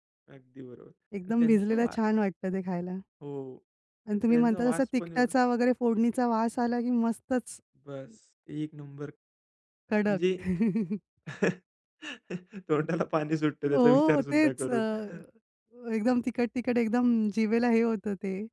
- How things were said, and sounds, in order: tapping; laughing while speaking: "तोंडाला पाणी सुटतं त्याचा विचार सुद्धा करून"; chuckle; other background noise
- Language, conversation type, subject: Marathi, podcast, कोणत्या वासाने तुला लगेच घर आठवतं?